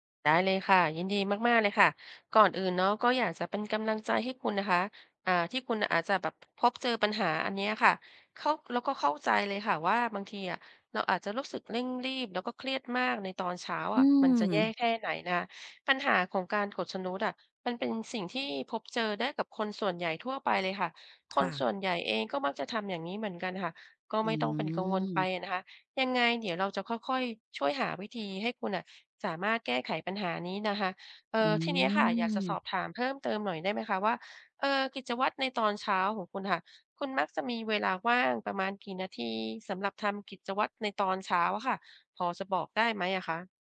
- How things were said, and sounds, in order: tapping; in English: "snooze"; drawn out: "อืม"; drawn out: "อืม"
- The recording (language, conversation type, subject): Thai, advice, จะเริ่มสร้างกิจวัตรตอนเช้าแบบง่าย ๆ ให้ทำได้สม่ำเสมอควรเริ่มอย่างไร?